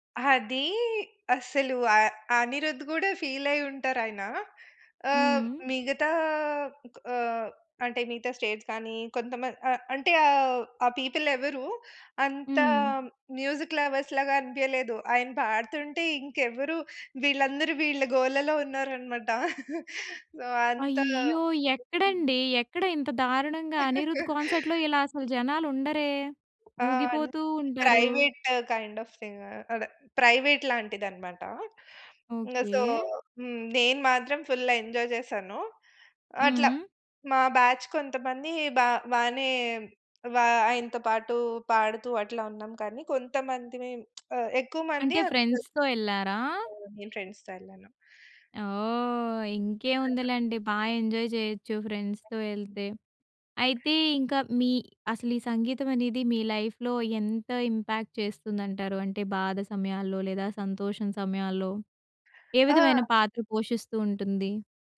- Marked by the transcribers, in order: in English: "ఫీల్"; in English: "స్టేట్స్"; in English: "పీపుల్"; in English: "మ్యూజిక్ లవర్స్‌లాగా"; chuckle; in English: "సో"; other noise; giggle; in English: "కాన్సర్ట్‌లో"; in English: "ప్రైవేట్ కైండ్ ఆఫ్ థింగ్"; in English: "ప్రైవేట్"; in English: "సో"; in English: "ఫుల్ ఎంజాయ్"; in English: "బ్యాచ్"; lip smack; in English: "ఫ్రెండ్స్‌తో"; in English: "ఫ్రెండ్స్‌తో"; in English: "ఎంజాయ్"; in English: "ఫ్రెండ్స్‌తో"; other background noise; in English: "లైఫ్‌లో"; in English: "ఇంపాక్ట్"
- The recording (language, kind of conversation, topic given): Telugu, podcast, లైవ్‌గా మాత్రమే వినాలని మీరు ఎలాంటి పాటలను ఎంచుకుంటారు?